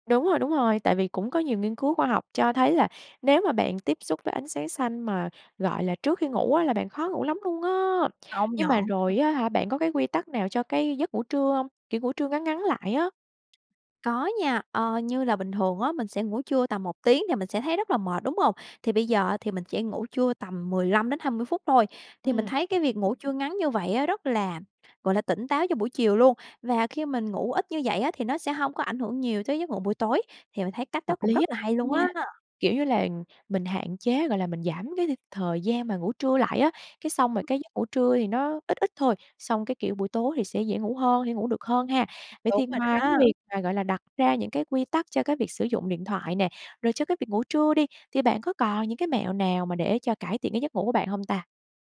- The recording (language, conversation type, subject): Vietnamese, podcast, Thói quen ngủ ảnh hưởng thế nào đến mức stress của bạn?
- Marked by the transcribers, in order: tapping; other background noise; unintelligible speech